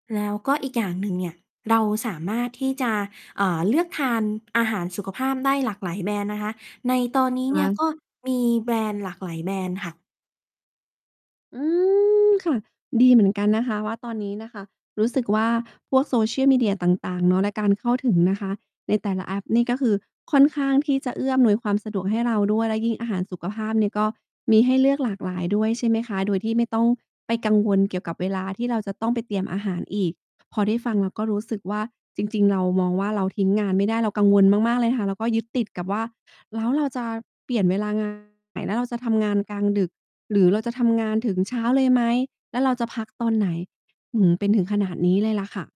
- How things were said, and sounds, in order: distorted speech
- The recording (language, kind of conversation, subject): Thai, advice, ฉันจะจัดการอย่างไรเมื่อไม่มีเวลาเตรียมอาหารเพื่อสุขภาพระหว่างทำงาน?